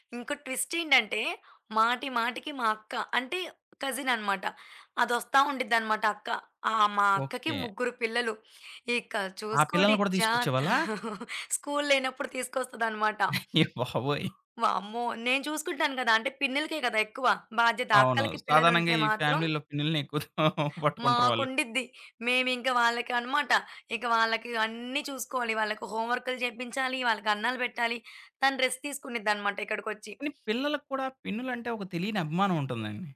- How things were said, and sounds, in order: in English: "ట్విస్ట్"; other background noise; in English: "కజిన్"; laugh; in English: "స్కూల్"; laughing while speaking: "అయ్య బాబోయ్!"; in English: "ఫ్యామిలీలో"; laughing while speaking: "ఎక్కువగా పట్టుకుంటారు"; in English: "రెస్ట్"
- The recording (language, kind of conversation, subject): Telugu, podcast, చిన్న ఇళ్లలో స్థలాన్ని మీరు ఎలా మెరుగ్గా వినియోగించుకుంటారు?